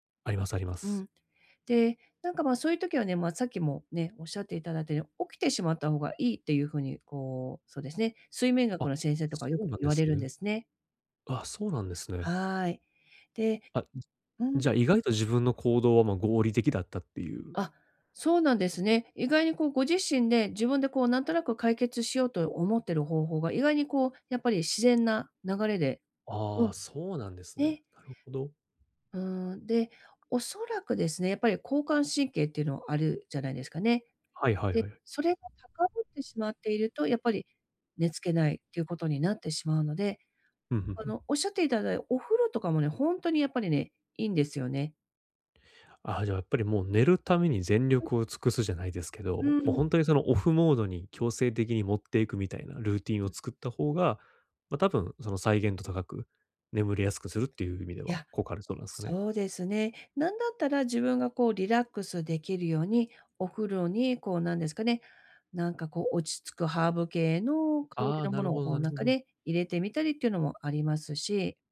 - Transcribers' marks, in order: other background noise
- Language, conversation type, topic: Japanese, advice, 寝つきが悪いとき、効果的な就寝前のルーティンを作るにはどうすればよいですか？